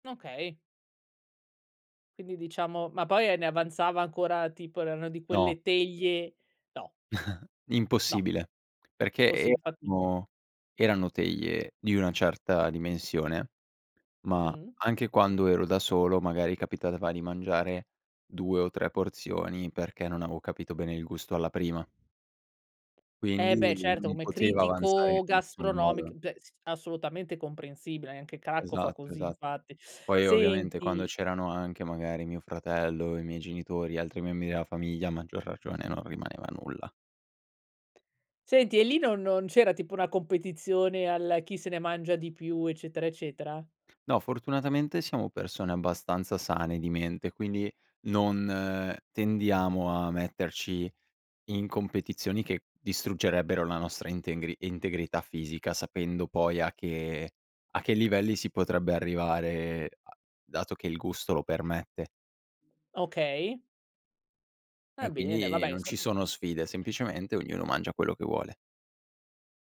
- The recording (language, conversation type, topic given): Italian, podcast, Cosa significa per te il cibo della nonna?
- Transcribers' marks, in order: chuckle; "capitava" said as "capitatva"; "avevo" said as "aveo"; other background noise